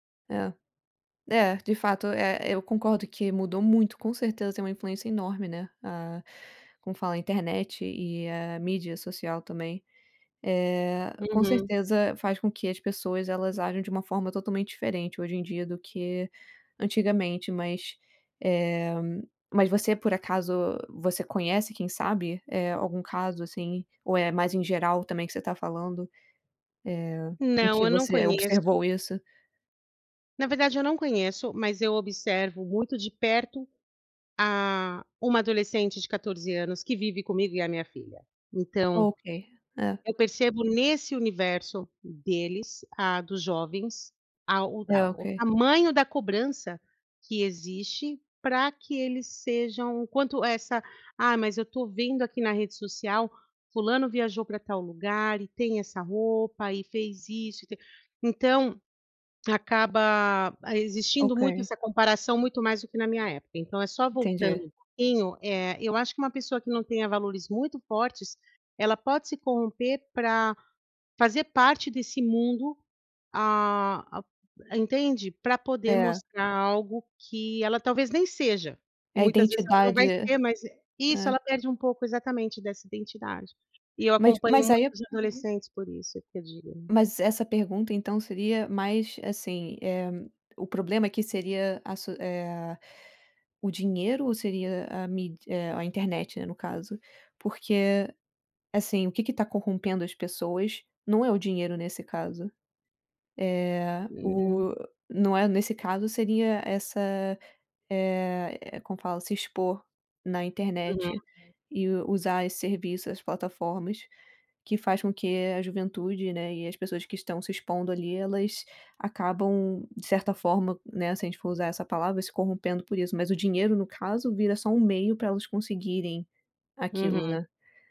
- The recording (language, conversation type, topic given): Portuguese, unstructured, Você acha que o dinheiro pode corromper as pessoas?
- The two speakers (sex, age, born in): female, 30-34, Brazil; female, 40-44, Brazil
- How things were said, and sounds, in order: other background noise; tapping; unintelligible speech